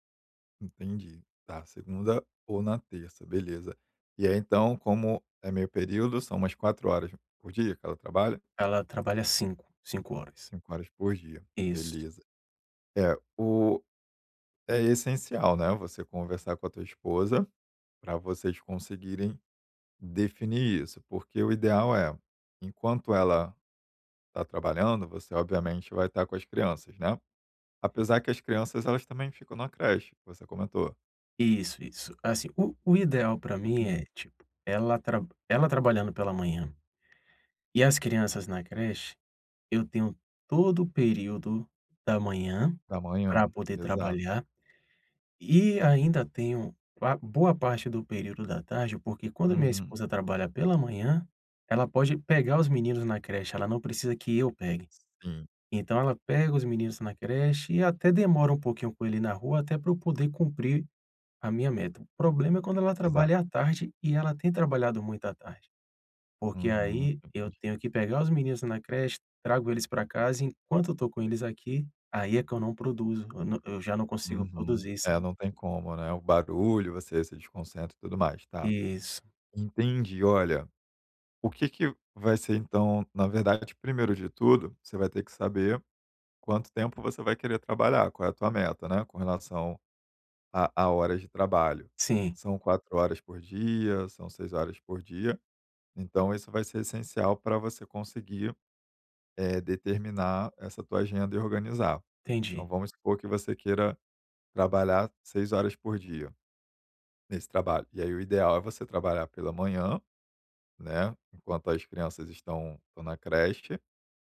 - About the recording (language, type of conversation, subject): Portuguese, advice, Como posso estabelecer limites entre o trabalho e a vida pessoal?
- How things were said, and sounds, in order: none